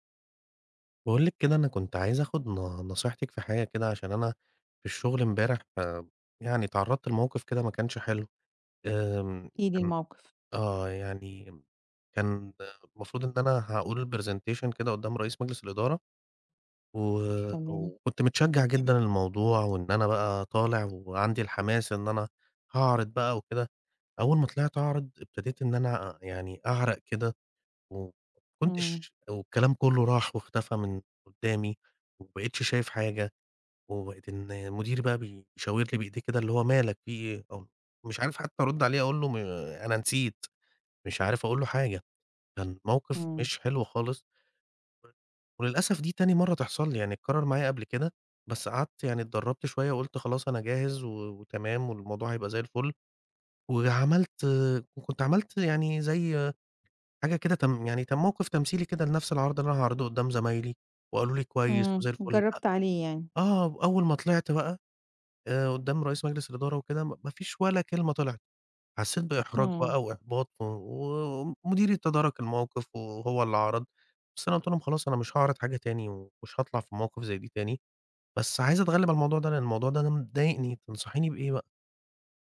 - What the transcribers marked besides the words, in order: in English: "presentation"; other background noise
- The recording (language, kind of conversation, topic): Arabic, advice, إزاي أقدر أتغلب على خوفي من الكلام قدام ناس في الشغل؟